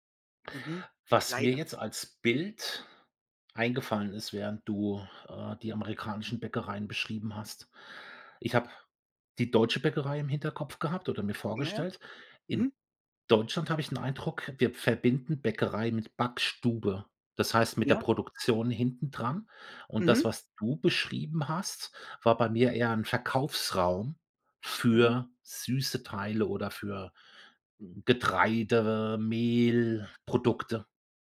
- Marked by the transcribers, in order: none
- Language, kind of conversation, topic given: German, podcast, Welche Rolle spielt Brot in deiner Kultur?